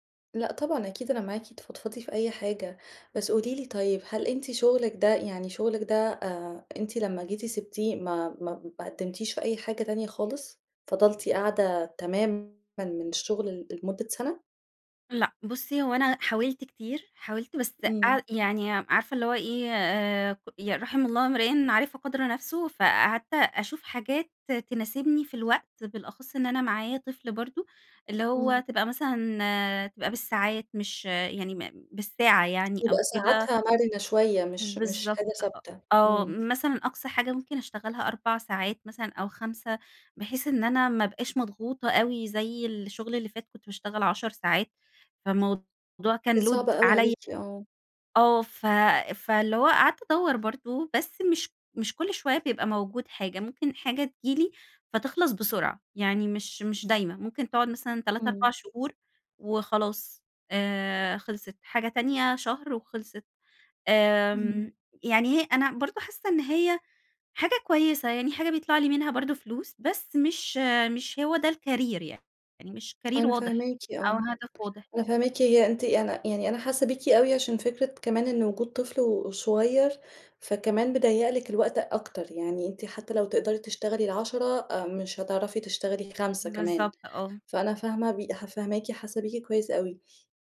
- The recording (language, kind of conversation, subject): Arabic, advice, إزاي أقرر أغيّر مجالي ولا أكمل في شغلي الحالي عشان الاستقرار؟
- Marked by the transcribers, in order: in English: "load"